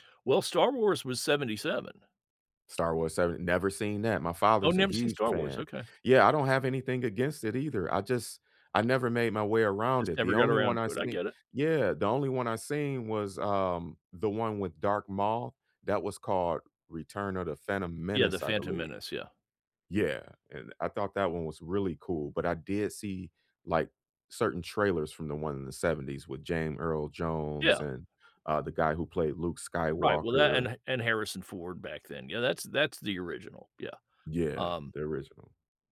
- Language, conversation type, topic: English, unstructured, Which movie should I watch for the most surprising ending?
- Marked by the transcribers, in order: "Jame" said as "James"